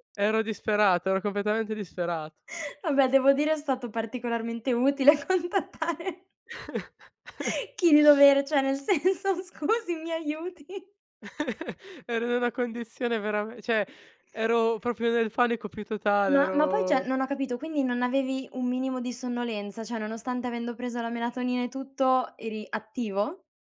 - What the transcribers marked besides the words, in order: chuckle; "Vabbè" said as "abè"; laughing while speaking: "contattare"; chuckle; laughing while speaking: "chi di dovere cioè, nel senso: Scusi, mi aiuti!"; chuckle; "cioè" said as "ceh"; "proprio" said as "propio"; "panico" said as "fanico"; "cioè" said as "ceh"; "Cioè" said as "ceh"
- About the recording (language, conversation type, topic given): Italian, podcast, Cosa fai per calmare la mente prima di dormire?